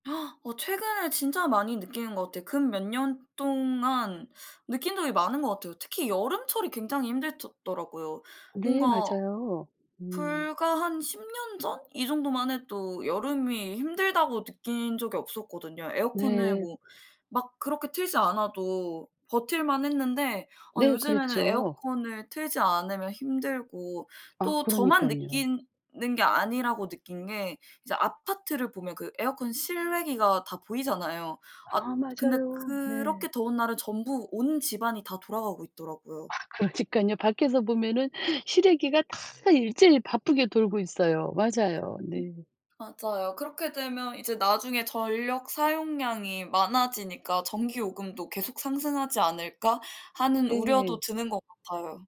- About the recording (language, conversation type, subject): Korean, unstructured, 기후 변화가 우리 일상생활에 어떤 영향을 미칠까요?
- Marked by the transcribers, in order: gasp; other background noise; laughing while speaking: "그러니깐요"; other noise